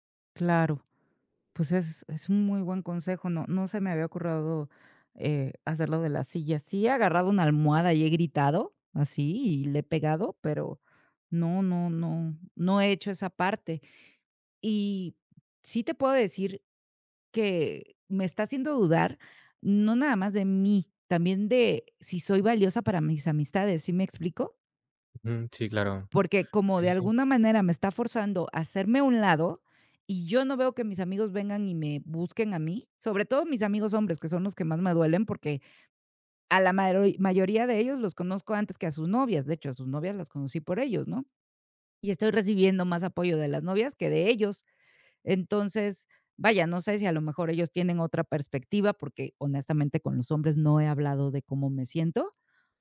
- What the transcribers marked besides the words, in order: "ocurrido" said as "ocurrado"; other background noise; other noise
- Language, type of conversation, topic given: Spanish, advice, ¿Cómo puedo recuperar la confianza en mí después de una ruptura sentimental?